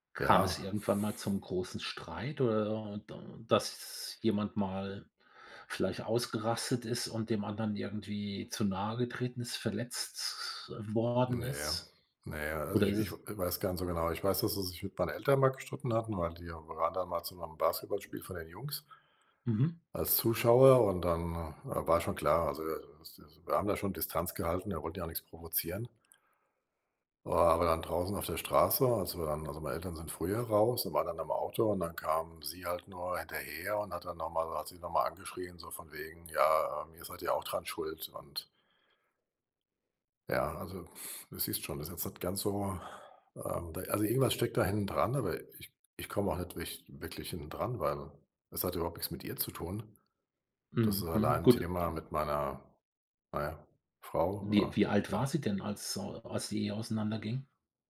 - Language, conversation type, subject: German, advice, Wie kann ich die Kommunikation mit meinem Teenager verbessern, wenn es ständig zu Konflikten kommt?
- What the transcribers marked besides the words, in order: sad: "Ja"; sigh; other noise; sigh; sigh